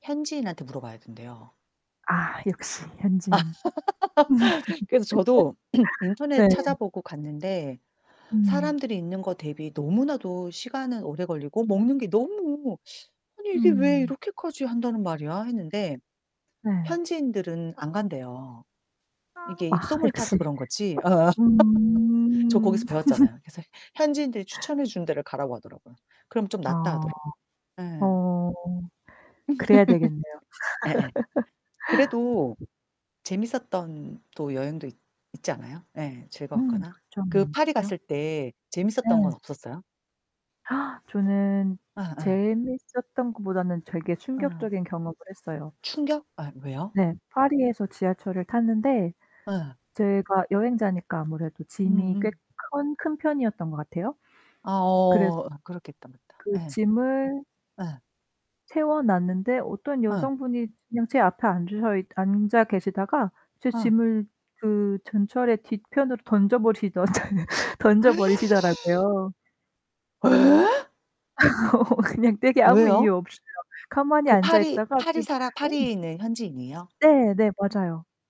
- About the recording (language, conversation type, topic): Korean, unstructured, 가장 실망했던 여행지는 어디였나요?
- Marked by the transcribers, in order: static; laugh; throat clearing; laugh; teeth sucking; laugh; laughing while speaking: "역시"; other background noise; laugh; laugh; laugh; gasp; laugh; gasp; laugh; laughing while speaking: "어 그냥 되게"; distorted speech